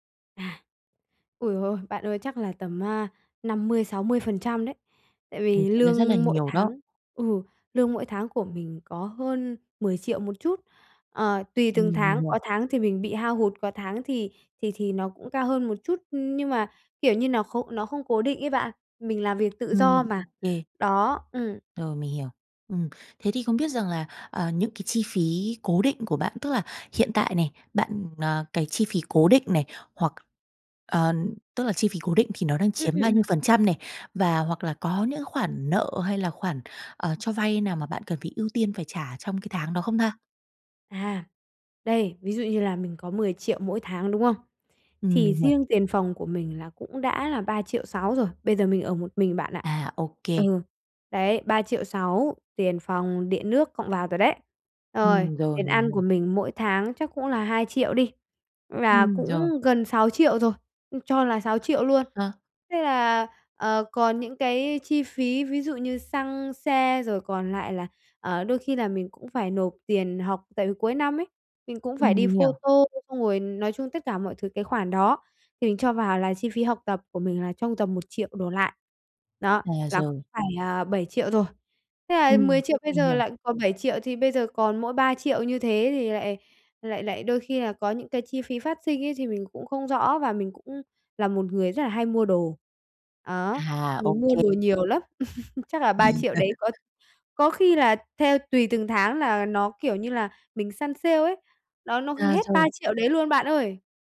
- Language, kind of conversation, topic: Vietnamese, advice, Bạn đã gặp khoản chi khẩn cấp phát sinh nào khiến ngân sách của bạn bị vượt quá dự kiến không?
- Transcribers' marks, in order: tapping; other background noise; laugh